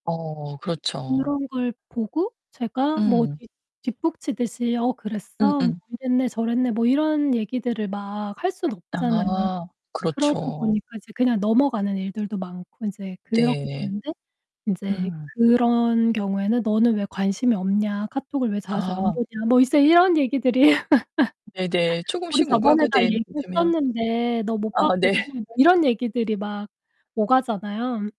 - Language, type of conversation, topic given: Korean, podcast, 남과 비교하지 않으려면 어떤 습관을 들이는 것이 좋을까요?
- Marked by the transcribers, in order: distorted speech; other background noise; static; laugh; laughing while speaking: "네"